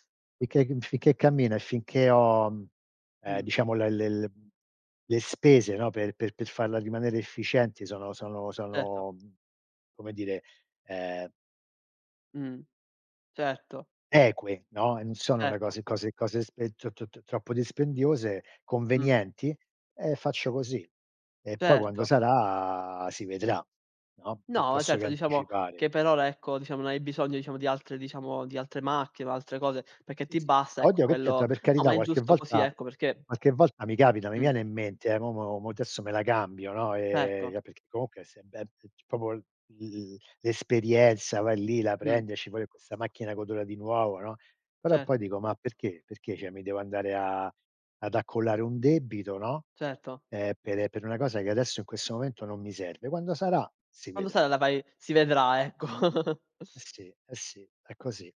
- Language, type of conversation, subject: Italian, unstructured, Come può il risparmio cambiare la vita di una persona?
- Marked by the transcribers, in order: unintelligible speech; "finché" said as "fiché"; drawn out: "ho"; "per" said as "pe"; other background noise; drawn out: "sarà"; "piuttosto" said as "piuttosso"; "adesso" said as "tesso"; "Certo" said as "ceto"; drawn out: "E"; "comunque" said as "counque"; "proprio" said as "popo"; other noise; "cioè" said as "ceh"; drawn out: "a"; "Certo" said as "ceto"; "questo" said as "quesso"; "Quando" said as "quanno"; tapping; chuckle